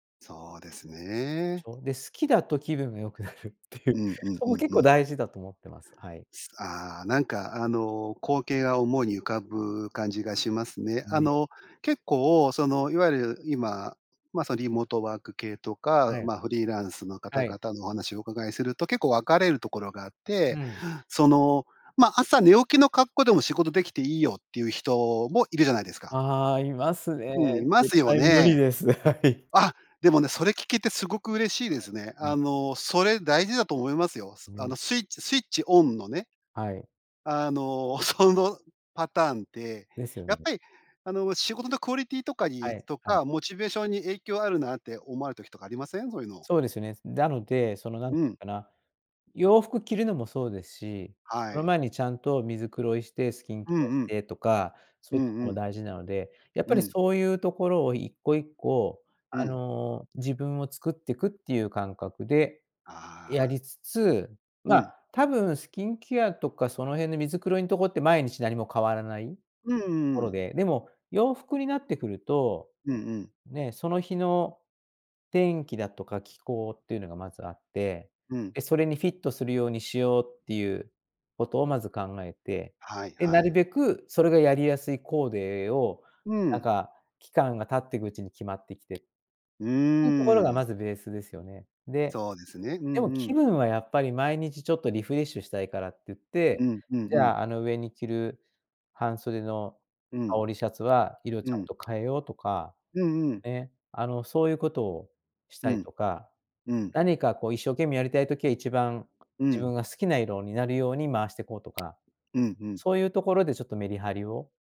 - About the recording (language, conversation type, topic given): Japanese, podcast, 服で気分を変えるコツってある？
- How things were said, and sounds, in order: laughing while speaking: "はい"; unintelligible speech; "なので" said as "だので"; other background noise; unintelligible speech; tapping